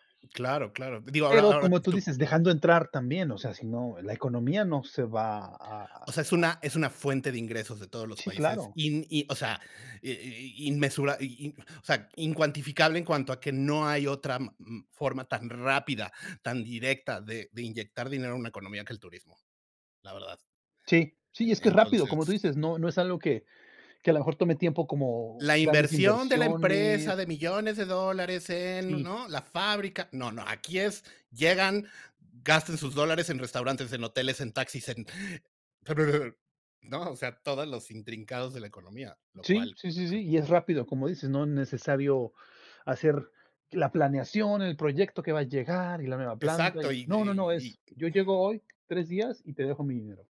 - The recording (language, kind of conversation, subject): Spanish, unstructured, ¿Piensas que el turismo masivo destruye la esencia de los lugares?
- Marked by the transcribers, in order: unintelligible speech